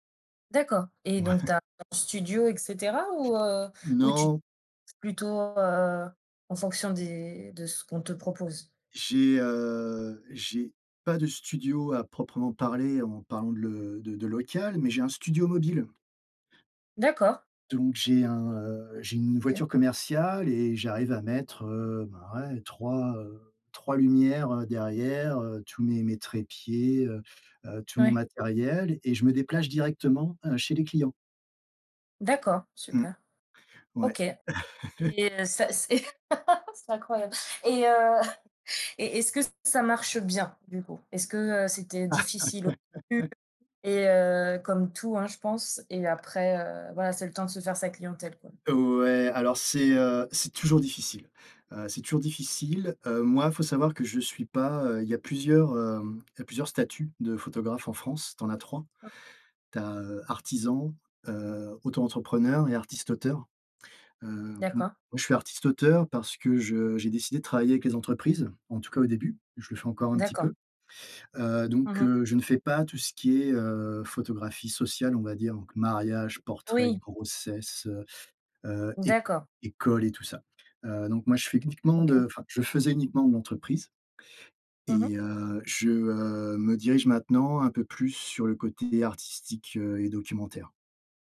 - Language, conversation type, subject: French, unstructured, Quel métier te rendrait vraiment heureux, et pourquoi ?
- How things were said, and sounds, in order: laughing while speaking: "Mouais"; other background noise; "déplace" said as "déplache"; laugh; chuckle; laugh; tapping